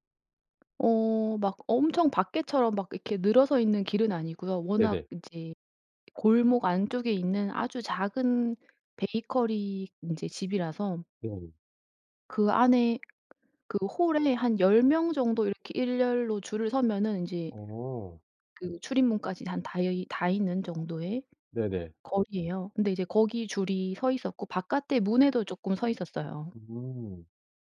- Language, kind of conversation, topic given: Korean, podcast, 여행 중 낯선 사람에게서 문화 차이를 배웠던 경험을 이야기해 주실래요?
- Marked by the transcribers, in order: tapping; other background noise